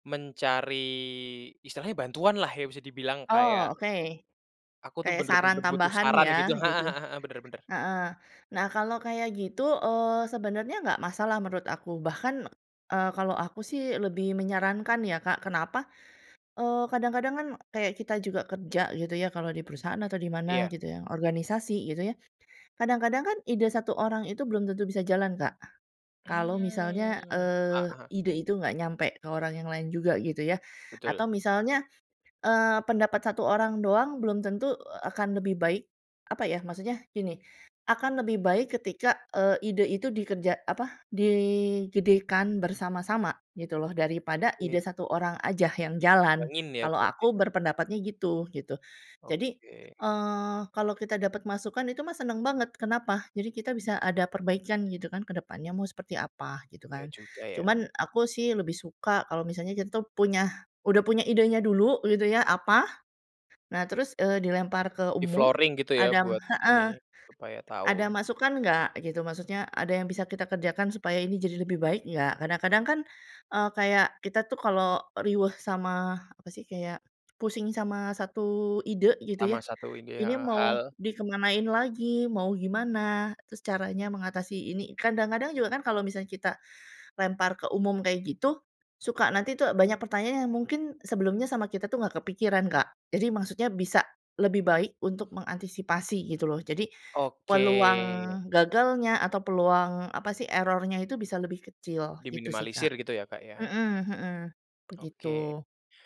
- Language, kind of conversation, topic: Indonesian, podcast, Apa saja tips untuk orang yang takut memulai perubahan?
- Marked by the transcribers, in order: drawn out: "Mmm"; in English: "Di-flooring"; in Sundanese: "riweuh"; in English: "error-nya"